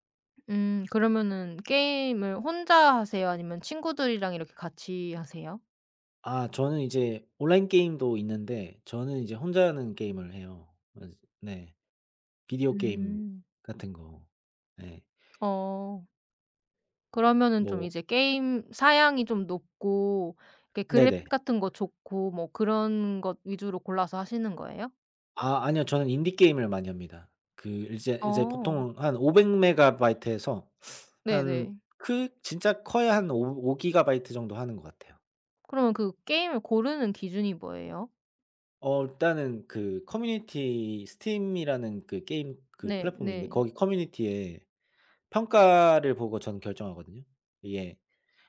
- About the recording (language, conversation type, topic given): Korean, unstructured, 기분 전환할 때 추천하고 싶은 취미가 있나요?
- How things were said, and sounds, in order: other background noise